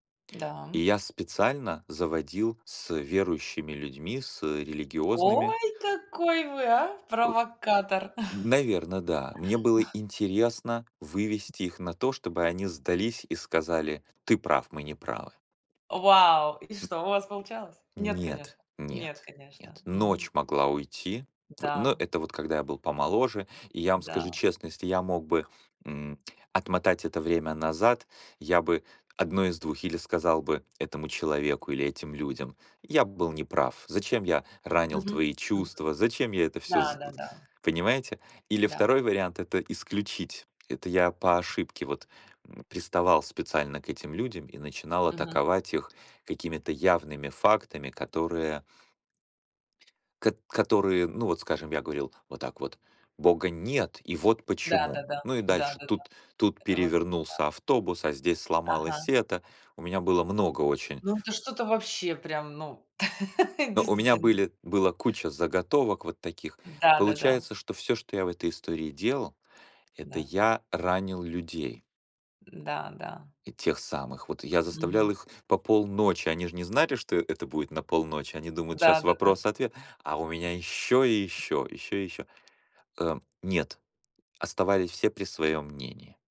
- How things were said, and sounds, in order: other background noise; tapping; chuckle; tsk; laugh
- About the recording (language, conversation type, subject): Russian, unstructured, Когда стоит идти на компромисс в споре?